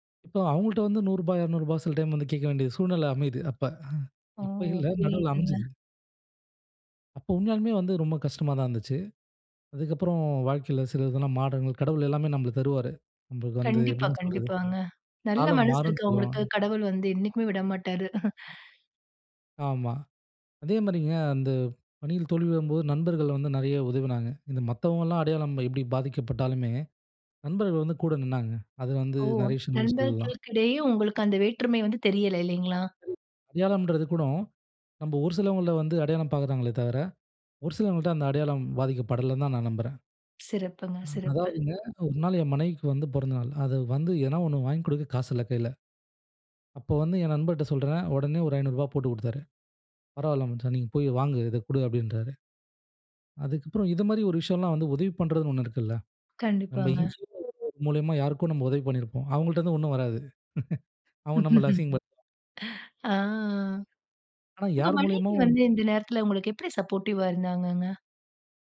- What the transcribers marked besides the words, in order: laugh; "சொல்லலாம்" said as "சொல்லாம்"; other background noise; "எதாவது" said as "எனா"; unintelligible speech; chuckle; in English: "சப்போர்டிவ்வா"
- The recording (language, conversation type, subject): Tamil, podcast, பணியில் தோல்வி ஏற்பட்டால் உங்கள் அடையாளம் பாதிக்கப்படுமா?